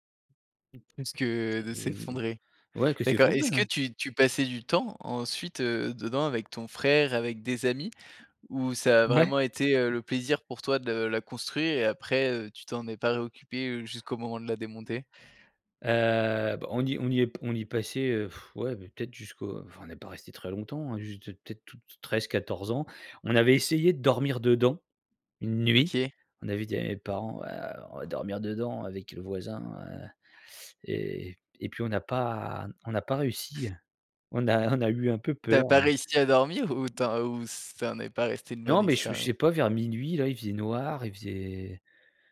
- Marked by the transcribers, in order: tapping; blowing
- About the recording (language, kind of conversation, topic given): French, podcast, Comment construisais-tu des cabanes quand tu étais petit ?